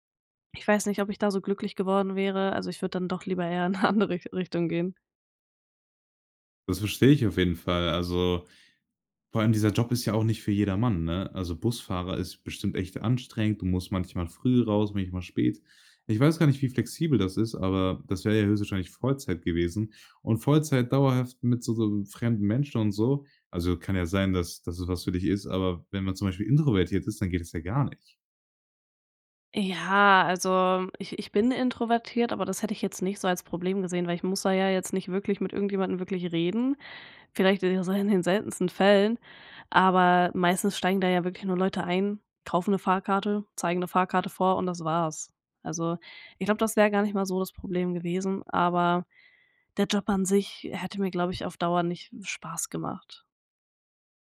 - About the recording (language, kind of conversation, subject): German, podcast, Kannst du von einem Misserfolg erzählen, der dich weitergebracht hat?
- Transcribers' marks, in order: laughing while speaking: "in 'ne andere Rich"